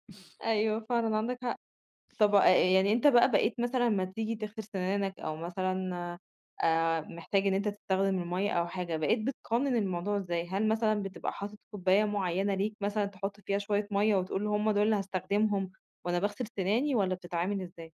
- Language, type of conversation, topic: Arabic, podcast, إزاي نقدر نوفر ميّه أكتر في حياتنا اليومية؟
- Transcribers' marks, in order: tapping